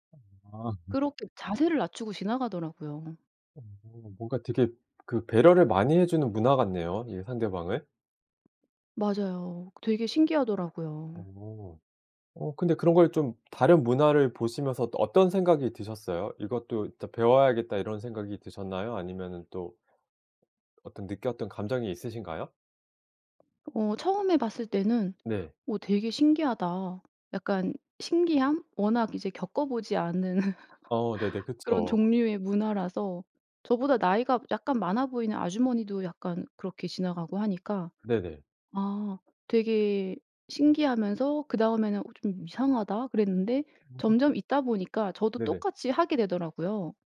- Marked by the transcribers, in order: laugh; other background noise; tapping; laugh
- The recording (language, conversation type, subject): Korean, podcast, 여행 중 낯선 사람에게서 문화 차이를 배웠던 경험을 이야기해 주실래요?